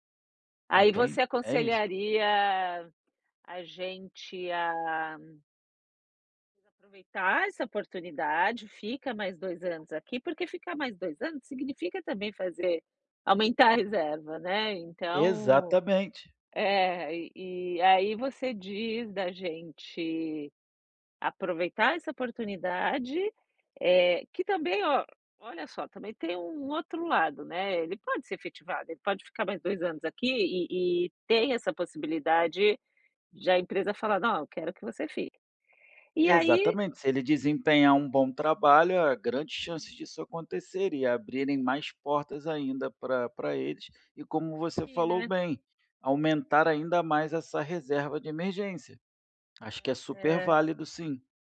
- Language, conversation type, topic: Portuguese, advice, Como posso seguir em frente no meu negócio apesar do medo de falhar ao tomar decisões?
- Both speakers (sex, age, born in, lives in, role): female, 45-49, Brazil, United States, user; male, 35-39, Brazil, Spain, advisor
- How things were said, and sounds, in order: tapping; unintelligible speech